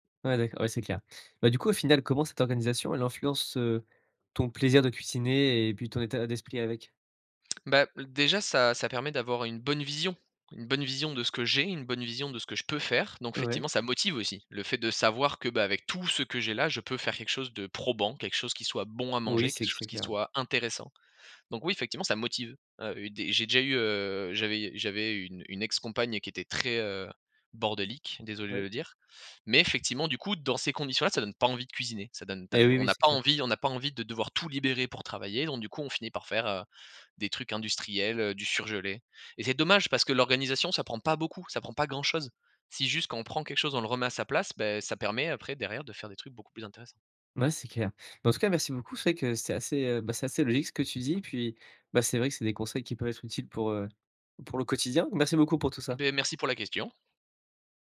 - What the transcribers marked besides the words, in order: stressed: "tout"; stressed: "probant"; stressed: "bon"; stressed: "intéressant"; tapping; stressed: "tout"
- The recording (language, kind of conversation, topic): French, podcast, Comment organises-tu ta cuisine au quotidien ?